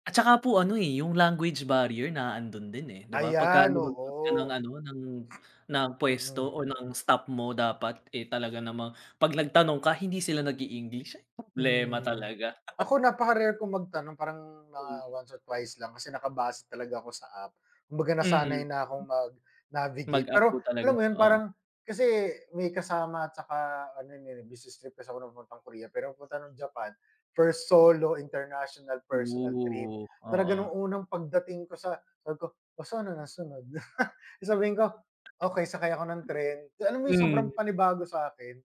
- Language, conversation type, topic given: Filipino, unstructured, Paano mo pinipili ang mga destinasyong bibisitahin mo?
- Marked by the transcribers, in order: in English: "language barrier"; other noise; other background noise; laugh; laugh